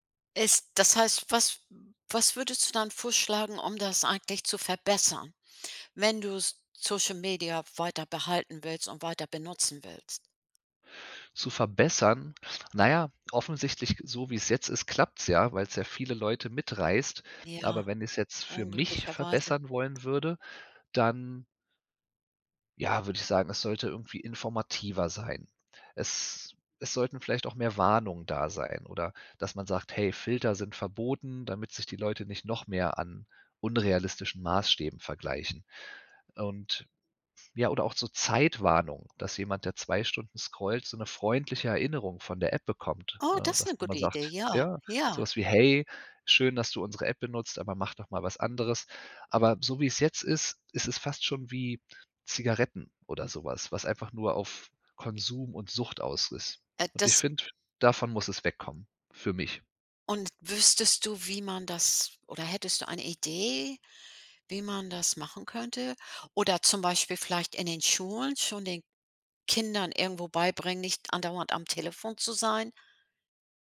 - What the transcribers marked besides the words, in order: none
- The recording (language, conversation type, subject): German, podcast, Was nervt dich am meisten an sozialen Medien?